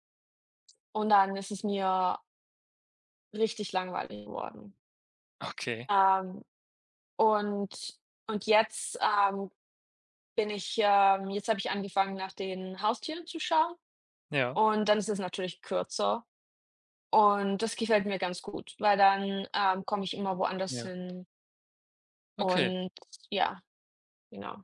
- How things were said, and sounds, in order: laughing while speaking: "Okay"
- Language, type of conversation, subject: German, unstructured, Was war deine aufregendste Entdeckung auf einer Reise?